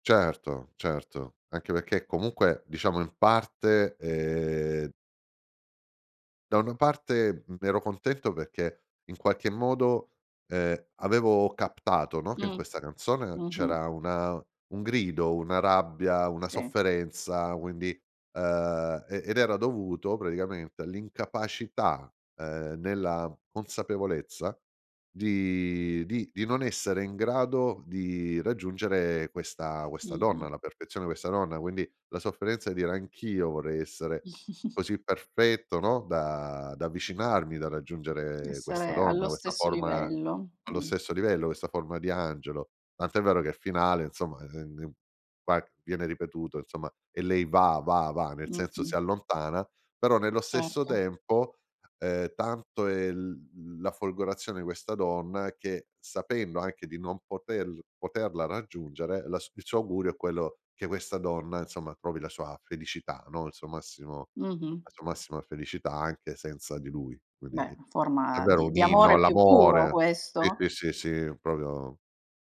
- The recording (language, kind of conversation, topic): Italian, podcast, Quale canzone ti emoziona di più e perché?
- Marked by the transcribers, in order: drawn out: "e"; snort; "proprio" said as "propio"